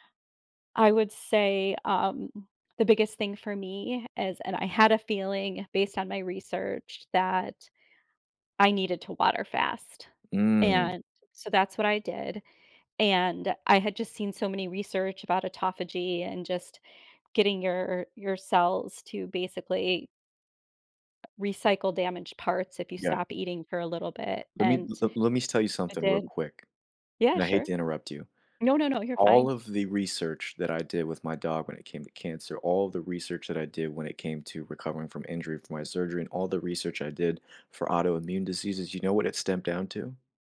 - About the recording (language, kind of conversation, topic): English, unstructured, How can I stay hopeful after illness or injury?
- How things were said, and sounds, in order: other background noise